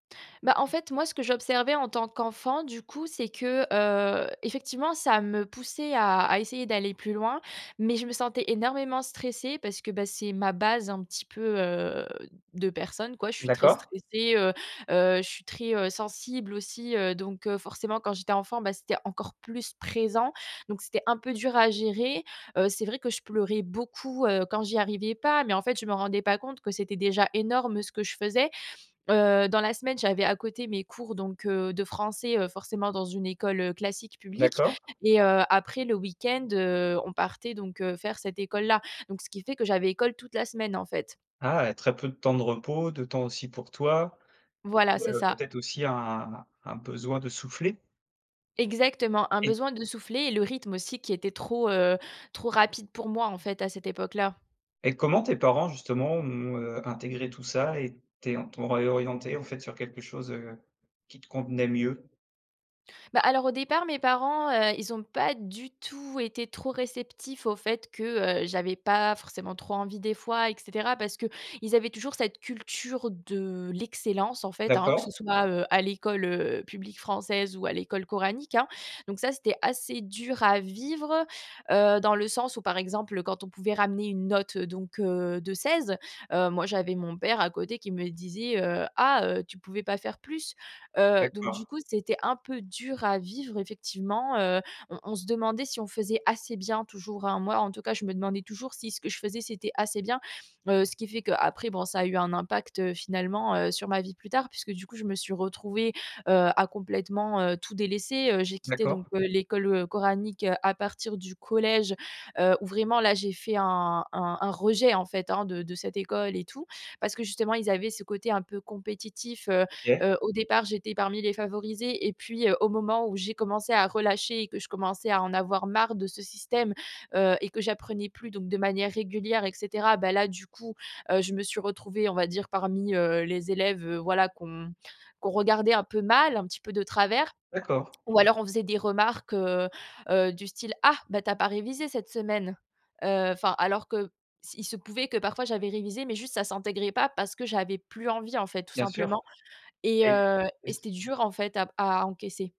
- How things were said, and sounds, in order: stressed: "présent"; tapping; other background noise; stressed: "dur"; stressed: "mal"
- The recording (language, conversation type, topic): French, podcast, Que penses-tu des notes et des classements ?